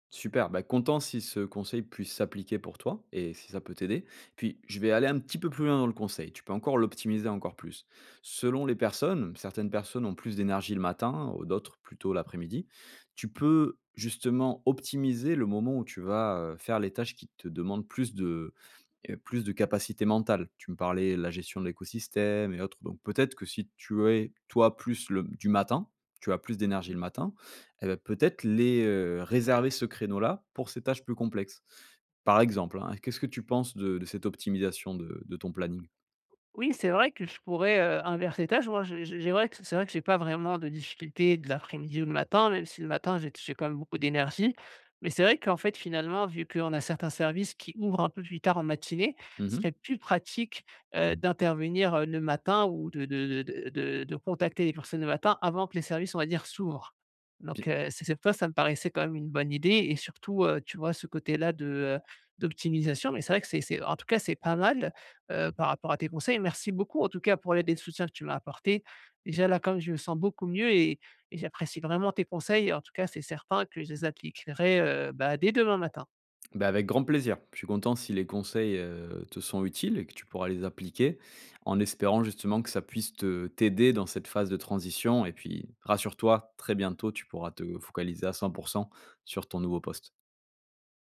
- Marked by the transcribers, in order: none
- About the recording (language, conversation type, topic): French, advice, Comment puis-je améliorer ma clarté mentale avant une tâche mentale exigeante ?